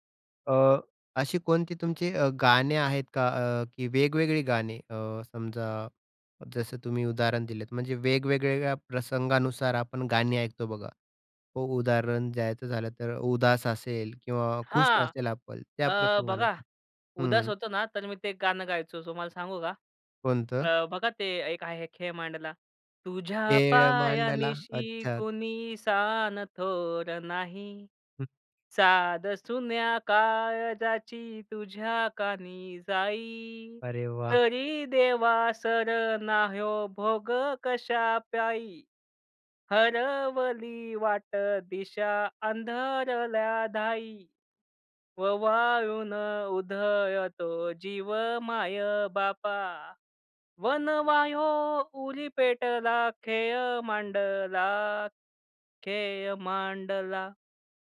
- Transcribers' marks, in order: singing: "तुझ्या पाया निशी कुणी सान … मांडला, खेळ मांडला"
- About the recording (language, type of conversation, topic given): Marathi, podcast, तुमच्या आयुष्यात वारंवार ऐकली जाणारी जुनी गाणी कोणती आहेत?